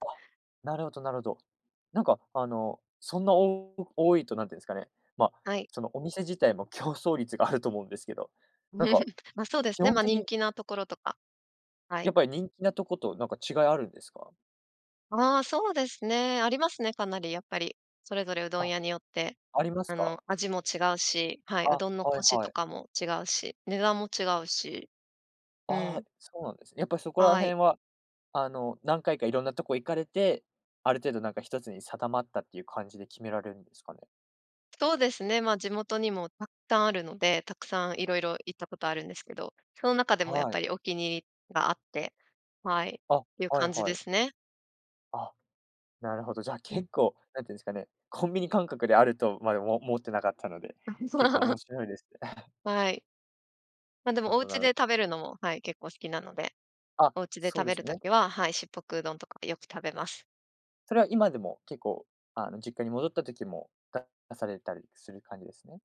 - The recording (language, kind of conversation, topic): Japanese, podcast, おばあちゃんのレシピにはどんな思い出がありますか？
- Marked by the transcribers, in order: laugh; other noise; laugh; chuckle